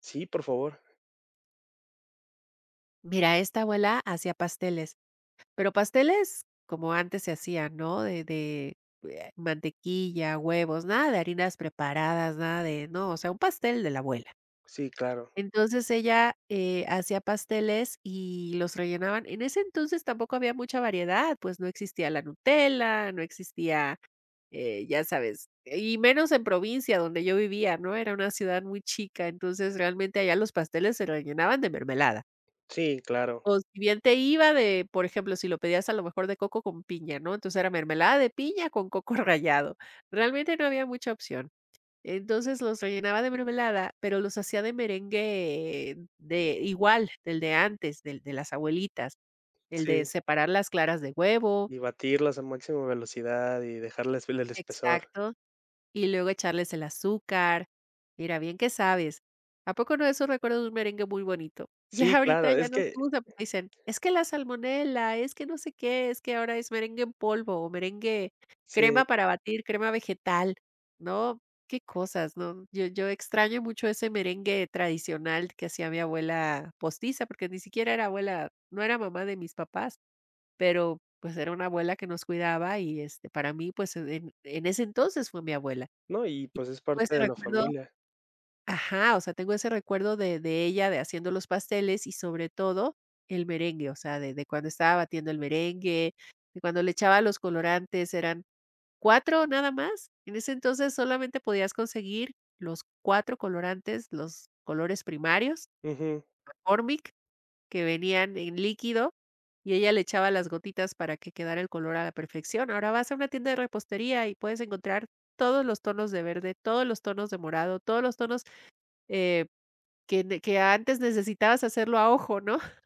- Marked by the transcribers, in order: tapping; chuckle; unintelligible speech; chuckle; other background noise; chuckle
- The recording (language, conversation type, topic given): Spanish, podcast, ¿Cuál es tu recuerdo culinario favorito de la infancia?